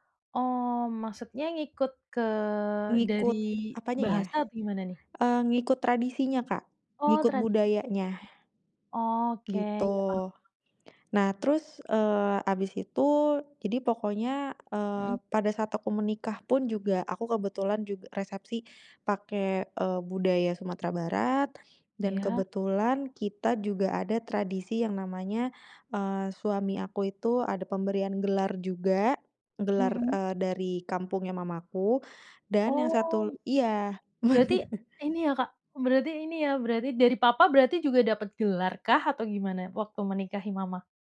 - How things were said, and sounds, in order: other background noise; laughing while speaking: "benar"
- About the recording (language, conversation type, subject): Indonesian, podcast, Apakah kamu punya barang peninggalan keluarga yang menyimpan cerita yang sangat berkesan?